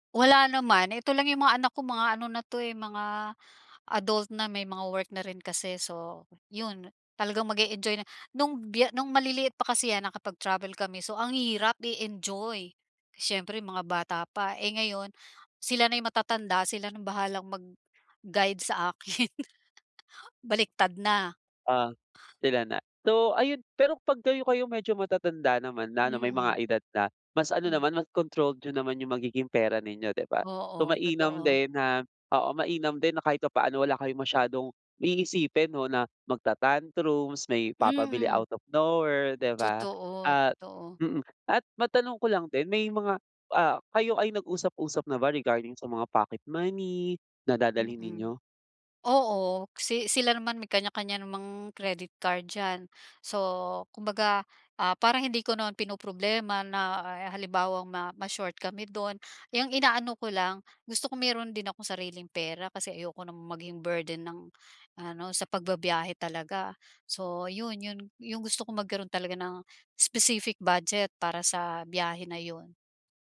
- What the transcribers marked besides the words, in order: tapping; other background noise; chuckle
- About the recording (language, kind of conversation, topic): Filipino, advice, Paano ako mas mag-eenjoy sa bakasyon kahit limitado ang badyet ko?